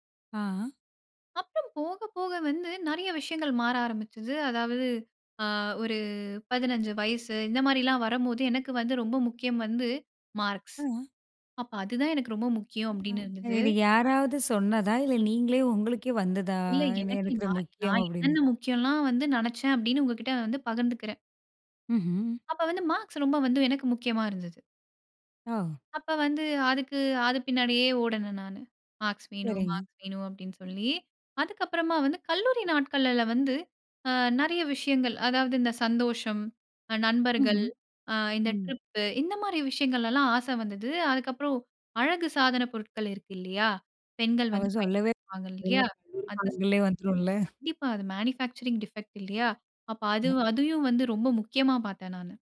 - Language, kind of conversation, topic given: Tamil, podcast, வாழ்க்கையில் உங்களுக்கு முதன்மையாக எது முக்கியம்?
- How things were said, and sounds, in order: drawn out: "ஆ"; in English: "மார்க்ஸ்"; in English: "மார்க்ஸ்"; in English: "மார்க்ஸ்"; in English: "மார்க்ஸ்"; in English: "ட்ரிப்பு"; unintelligible speech; unintelligible speech; in English: "மேனுஃபேக்சரிங் டிஃபெக்ட்"; tapping; other background noise